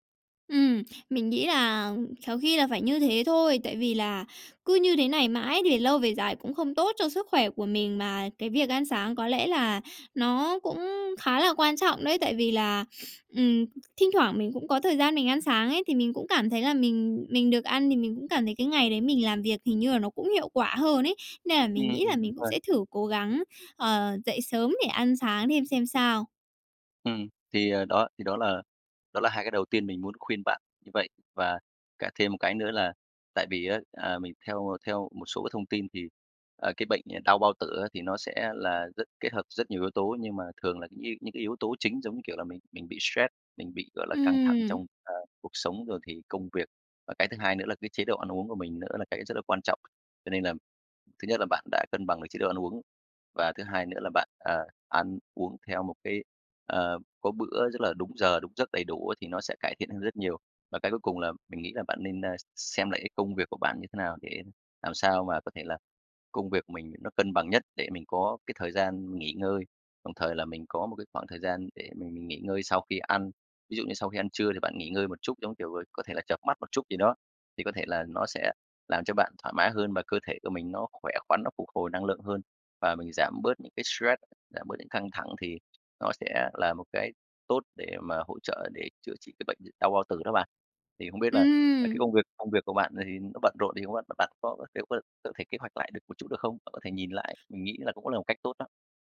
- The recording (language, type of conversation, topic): Vietnamese, advice, Làm thế nào để duy trì thói quen ăn uống lành mạnh mỗi ngày?
- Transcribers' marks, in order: tapping; other background noise; unintelligible speech